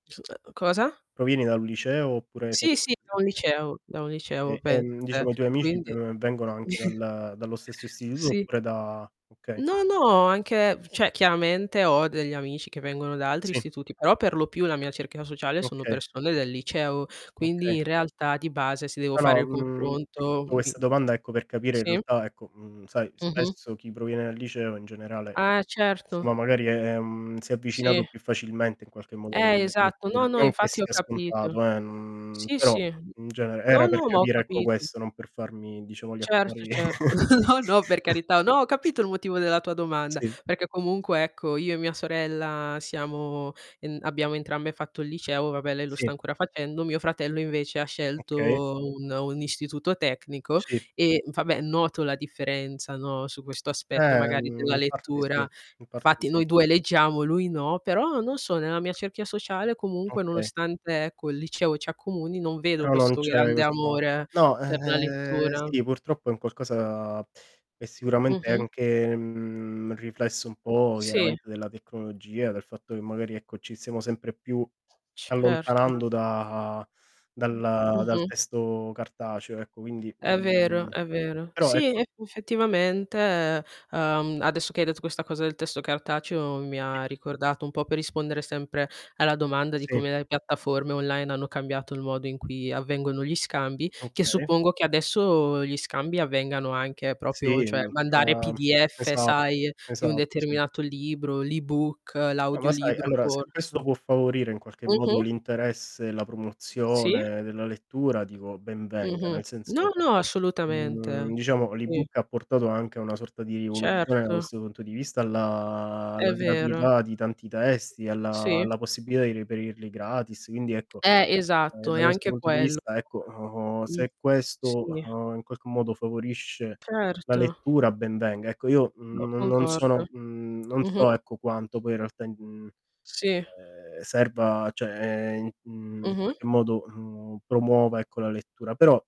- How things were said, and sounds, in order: unintelligible speech; distorted speech; unintelligible speech; chuckle; other background noise; "cerchia" said as "cerchina"; "realtà" said as "rultà"; tapping; drawn out: "ehm"; static; drawn out: "n"; chuckle; drawn out: "Ehm"; drawn out: "ehm"; unintelligible speech; drawn out: "alla"
- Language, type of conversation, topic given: Italian, unstructured, Qual è l’importanza delle attività di scambio di libri per promuovere la lettura e la socializzazione?